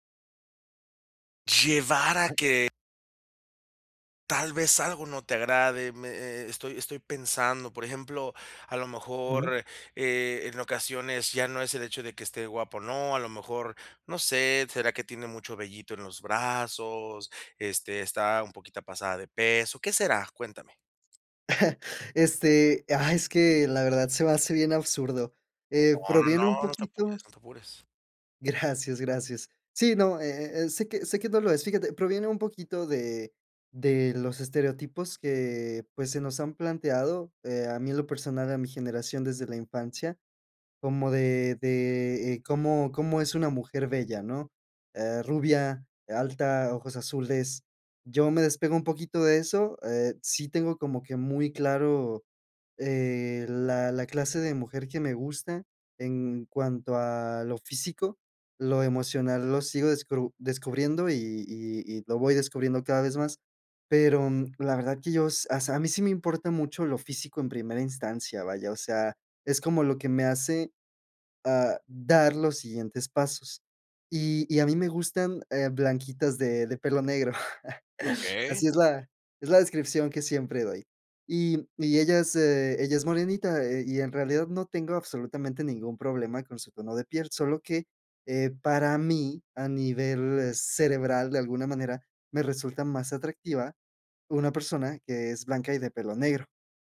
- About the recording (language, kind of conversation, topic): Spanish, advice, ¿Cómo puedo mantener la curiosidad cuando todo cambia a mi alrededor?
- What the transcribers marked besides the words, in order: unintelligible speech; chuckle; chuckle